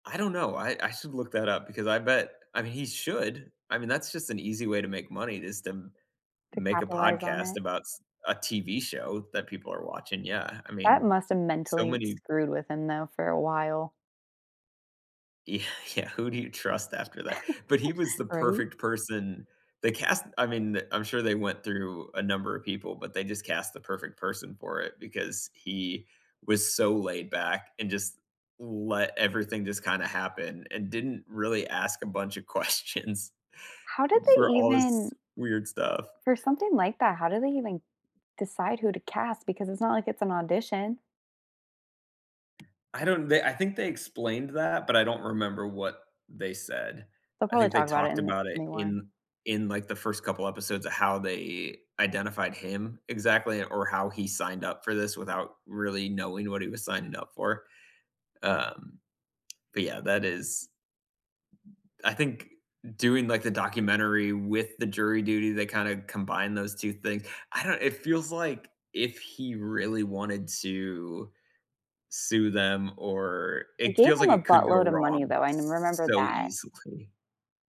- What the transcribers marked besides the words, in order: laughing while speaking: "Y yeah"; laugh; laughing while speaking: "questions"; tapping; other background noise; stressed: "so"
- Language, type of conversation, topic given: English, unstructured, Which podcasts make your commute fly by, and what do you recommend I try next?
- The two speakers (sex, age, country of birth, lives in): female, 30-34, United States, United States; male, 35-39, United States, United States